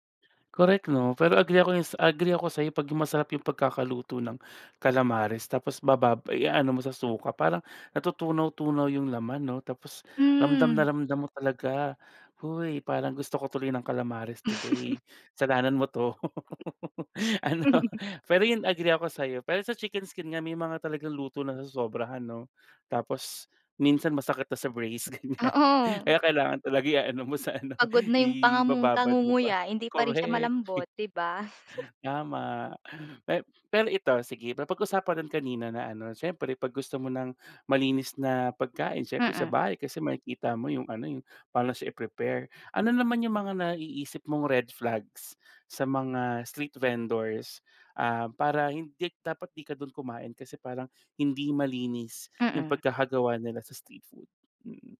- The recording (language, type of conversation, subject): Filipino, podcast, Ano ang paborito mong alaala tungkol sa pagkaing kalye?
- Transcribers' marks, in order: chuckle; other background noise; chuckle; laugh; laughing while speaking: "ganyan. Kaya kailangan talaga iaano mo sa ano, ibababad mo pa"; gasp; giggle; gasp